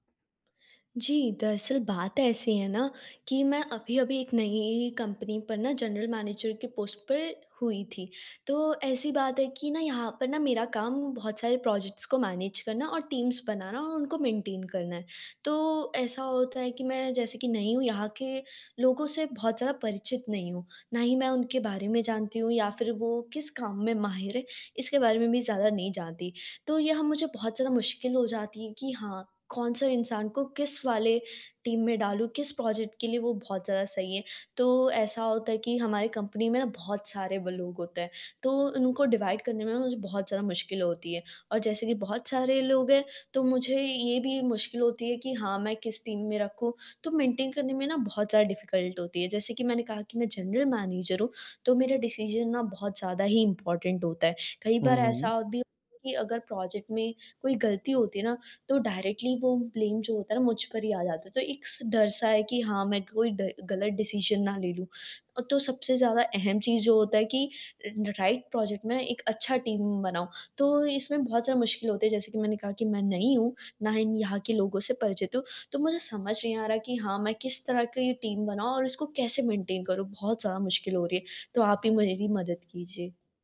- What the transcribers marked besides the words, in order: in English: "जनरल"; in English: "पोस्ट"; in English: "प्रोजेक्ट्स"; in English: "मैनेज"; in English: "टीम्स"; in English: "मेंटेन"; in English: "टीम"; in English: "प्रोजेक्ट"; unintelligible speech; in English: "डिवाइड"; in English: "टीम"; in English: "मेंटेन"; in English: "डिफिकल्ट"; in English: "जनरल"; in English: "डिसीजन"; in English: "इम्पोर्टेंट"; in English: "प्रोजेक्ट"; in English: "डायरेक्टली"; in English: "ब्लेम"; in English: "डिसीजन"; in English: "राइट प्रोजेक्ट"; in English: "टीम"; in English: "टीम"; in English: "मेंटेन"
- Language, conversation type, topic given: Hindi, advice, स्टार्टअप में मजबूत टीम कैसे बनाऊँ और कर्मचारियों को लंबे समय तक कैसे बनाए रखूँ?